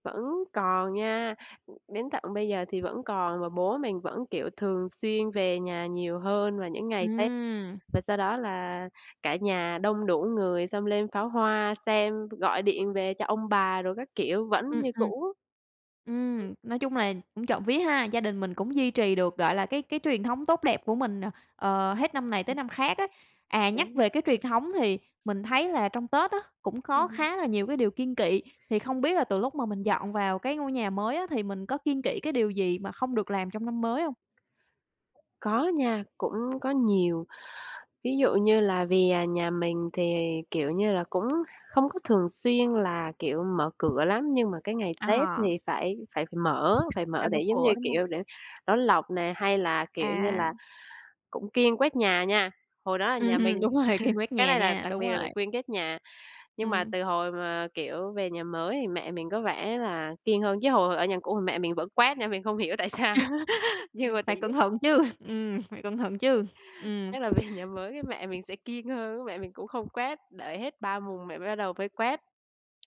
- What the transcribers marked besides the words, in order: tapping; other background noise; chuckle; laughing while speaking: "Ừm, đúng rồi"; laugh; laughing while speaking: "sao"; laughing while speaking: "chứ"; unintelligible speech; chuckle
- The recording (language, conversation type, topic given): Vietnamese, podcast, Bạn có thể kể một kỷ niệm Tết đáng nhớ nhất ở gia đình bạn không?